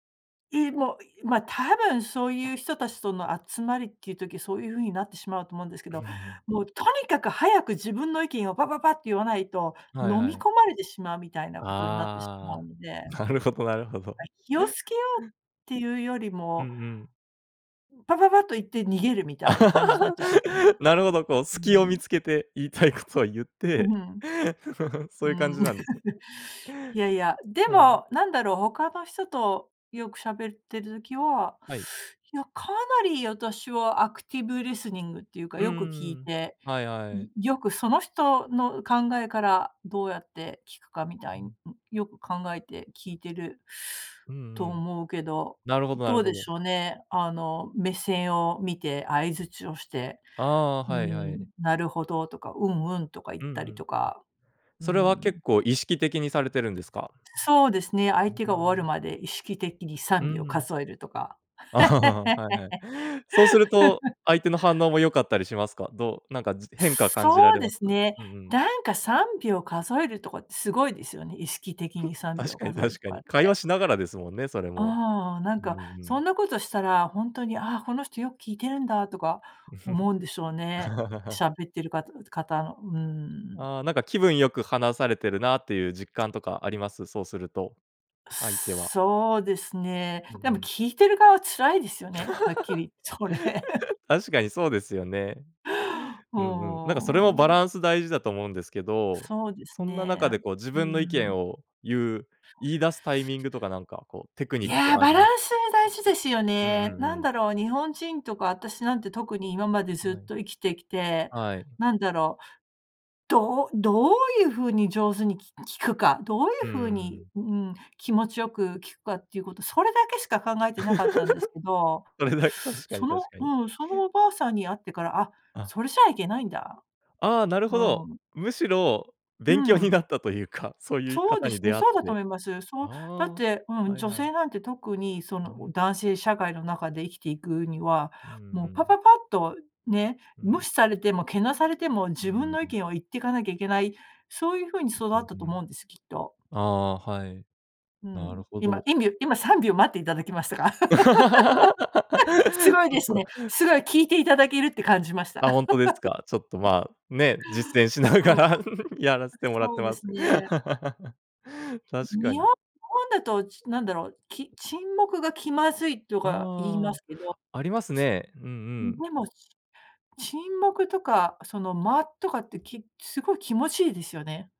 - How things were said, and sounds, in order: tapping; laughing while speaking: "なるほど なるほど"; chuckle; laugh; laughing while speaking: "言いたいことを言って"; chuckle; laugh; in English: "アクティブリスニング"; teeth sucking; laughing while speaking: "ああ"; laugh; giggle; laugh; laugh; laughing while speaking: "それ"; laugh; laughing while speaking: "それだ"; teeth sucking; laughing while speaking: "勉強になったというか"; laugh; laugh; laughing while speaking: "しながらやらせてもらってます"; laugh; other background noise
- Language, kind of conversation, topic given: Japanese, podcast, 相手の話を遮らずに聞くコツはありますか？